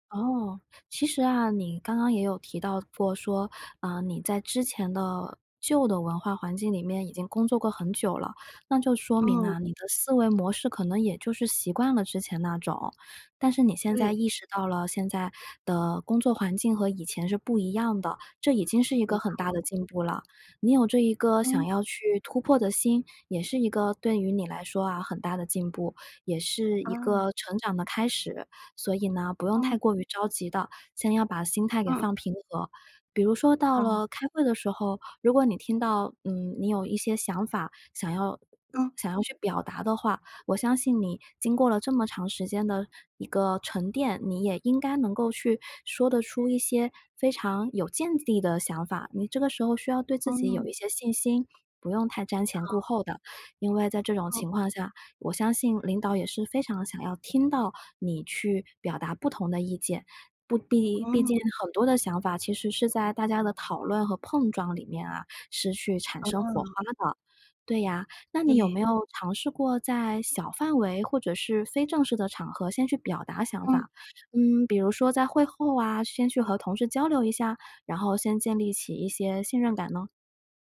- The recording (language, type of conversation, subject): Chinese, advice, 你是如何适应并化解不同职场文化带来的冲突的？
- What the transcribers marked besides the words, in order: tapping; other background noise